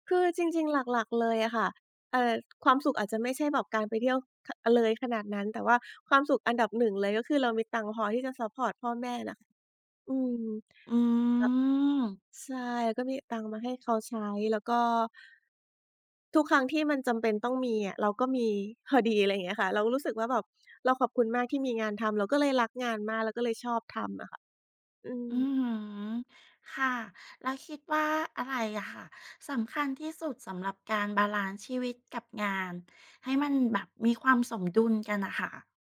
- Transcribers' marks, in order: tapping
- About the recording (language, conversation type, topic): Thai, podcast, คุณทำอย่างไรถึงจะจัดสมดุลระหว่างชีวิตกับงานให้มีความสุข?